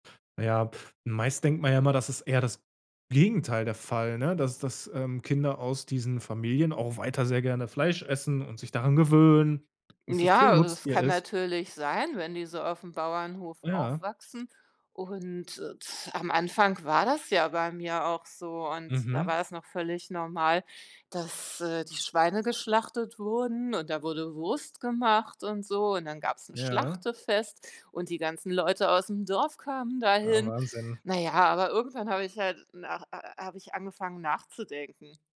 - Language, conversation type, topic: German, podcast, Wie prägt deine Herkunft deine Essgewohnheiten?
- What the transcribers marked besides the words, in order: other background noise; other noise